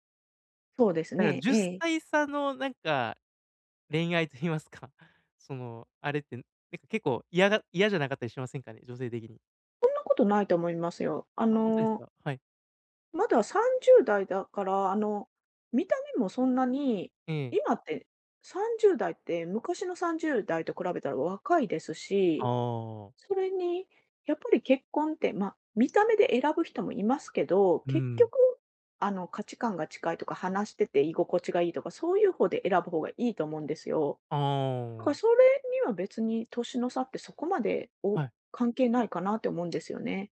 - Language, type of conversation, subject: Japanese, advice, 大きな決断で後悔を避けるためには、どのように意思決定すればよいですか？
- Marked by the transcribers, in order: other background noise